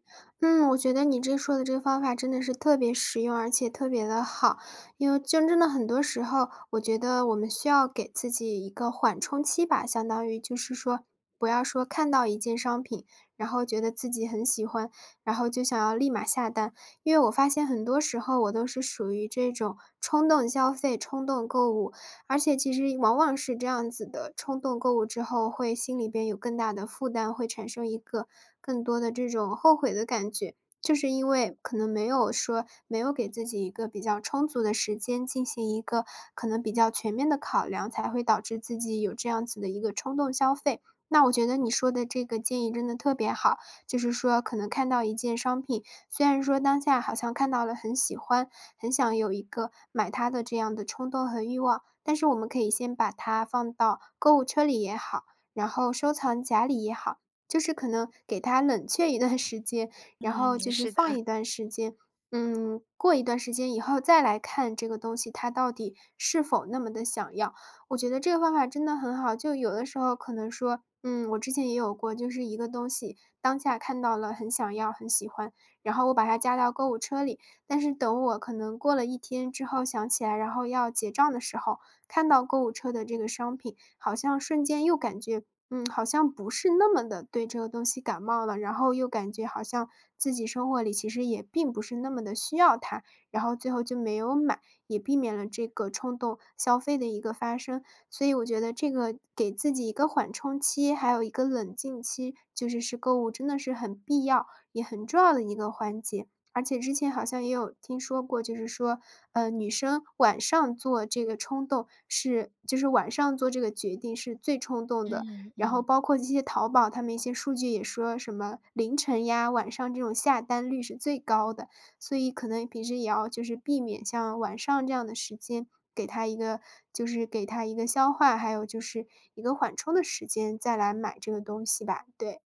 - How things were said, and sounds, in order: laughing while speaking: "段"; tapping; other background noise
- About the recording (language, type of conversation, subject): Chinese, advice, 你在冲动购物后为什么会反复感到内疚和后悔？